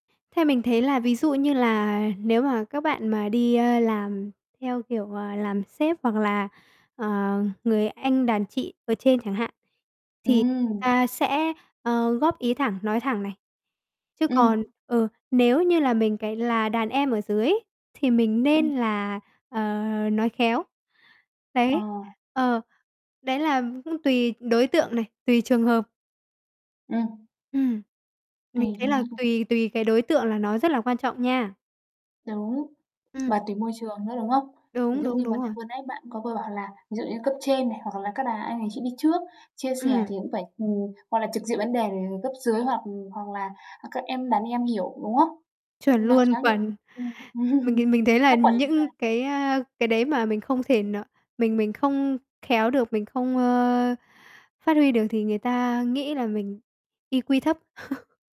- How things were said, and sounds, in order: other background noise; distorted speech; tapping; unintelligible speech; laugh; in English: "I-Q"; laugh
- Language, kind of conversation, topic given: Vietnamese, podcast, Bạn thường có xu hướng nói thẳng hay nói khéo hơn?